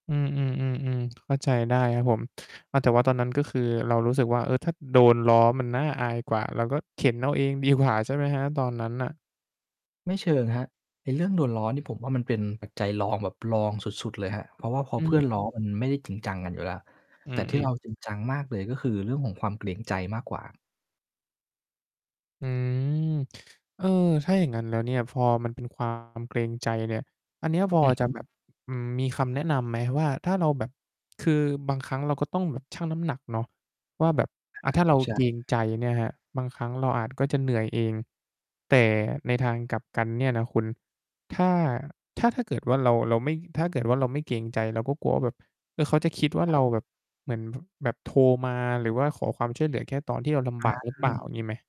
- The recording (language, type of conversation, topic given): Thai, podcast, คุณเคยรู้สึกอายเวลาไปขอความช่วยเหลือไหม แล้วคุณจัดการความรู้สึกนั้นยังไง?
- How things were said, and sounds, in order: distorted speech; other noise